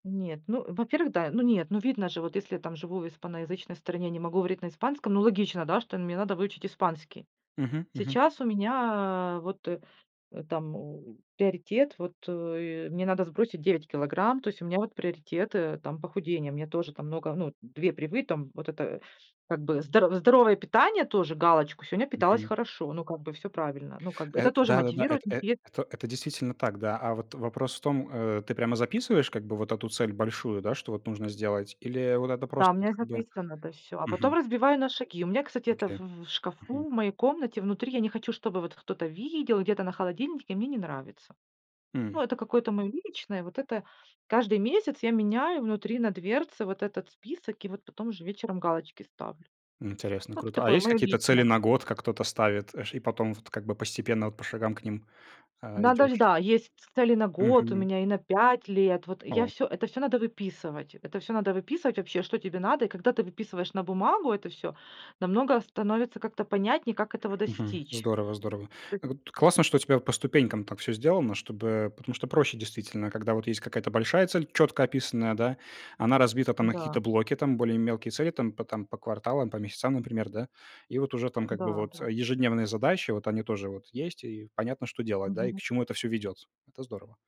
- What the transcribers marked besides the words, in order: unintelligible speech; unintelligible speech; tapping; other background noise
- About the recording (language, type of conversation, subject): Russian, podcast, Какие маленькие шаги реально меняют жизнь?